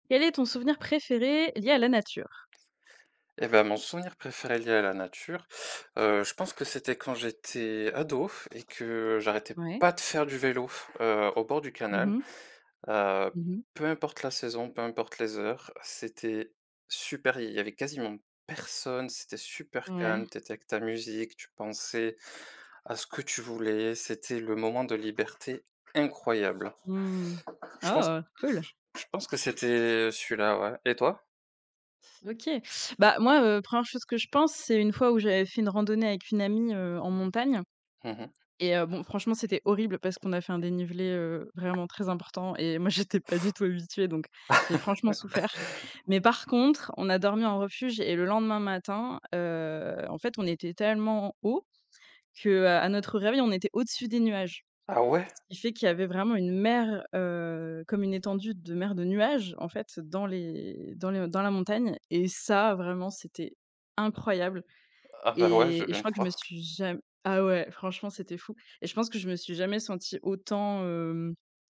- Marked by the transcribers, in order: stressed: "pas"; stressed: "oh"; other background noise; laugh; laughing while speaking: "j'étais pas du tout habituée"; tapping; stressed: "incroyable"
- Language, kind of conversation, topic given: French, unstructured, Quel est ton souvenir préféré lié à la nature ?